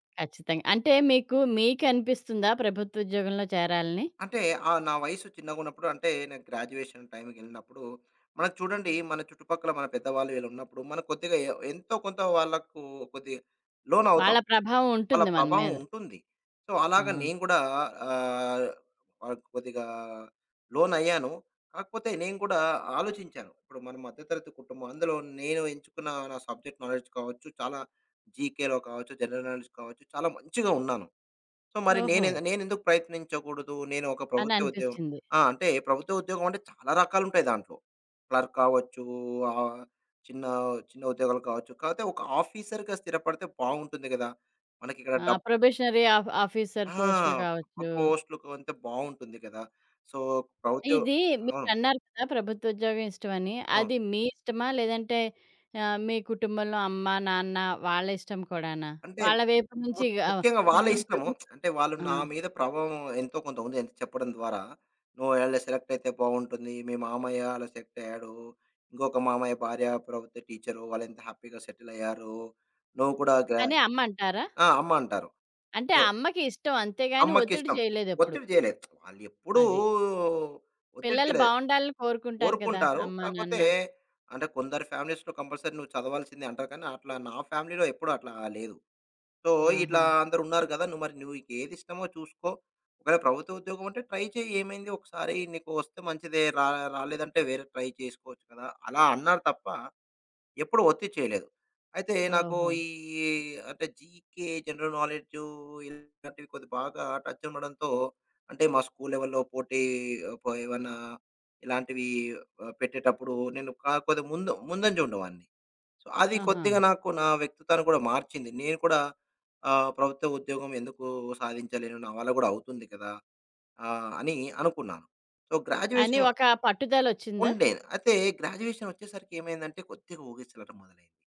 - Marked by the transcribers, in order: in English: "గ్రాడ్యుయేషన్"; in English: "సో"; in English: "సబ్జెక్ట్ నాలెడ్జ్"; in English: "జీకేలో"; in English: "జనరల్ నాలెడ్జ్"; in English: "సో"; in English: "క్లర్క్"; in English: "ఆఫీసర్‌గా"; in English: "ప్రొబేషనరీ ఆఫ్ ఆఫీసర్"; in English: "పోస్ట్‌లోకు"; in English: "సో"; lip smack; in English: "సెలెక్ట్"; in English: "సెట్"; in English: "హ్యాపీగా సెటిల్"; in English: "సో"; lip smack; in English: "ఫ్యామిలీస్‌లో కంపల్సరీ"; in English: "ఫ్యామిలీలో"; in English: "సో"; in English: "ట్రై"; in English: "ట్రై"; in English: "జీకే జనరల్"; in English: "టచ్"; in English: "లెవెల్‌లో"; in English: "సో"; in English: "సో, గ్రాడ్యుయేషన్"; in English: "గ్రాడ్యుయేషన్"
- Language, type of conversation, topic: Telugu, podcast, స్థిర ఉద్యోగం ఎంచుకోవాలా, లేదా కొత్త అవకాశాలను స్వేచ్ఛగా అన్వేషించాలా—మీకు ఏది ఇష్టం?